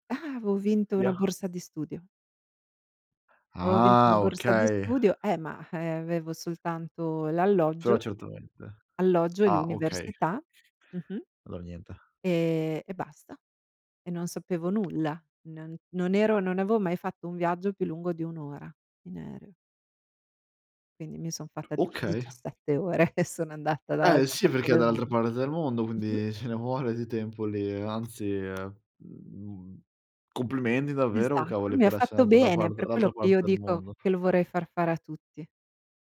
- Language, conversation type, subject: Italian, podcast, Che consiglio daresti a chi vuole fare il suo primo viaggio da solo?
- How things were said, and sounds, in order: exhale; "avevo" said as "aveo"; unintelligible speech; "Avevo" said as "aveo"; drawn out: "Ah"; tapping; other noise; laughing while speaking: "e sono"; laughing while speaking: "ce ne"; "complimenti" said as "complimendi"; other background noise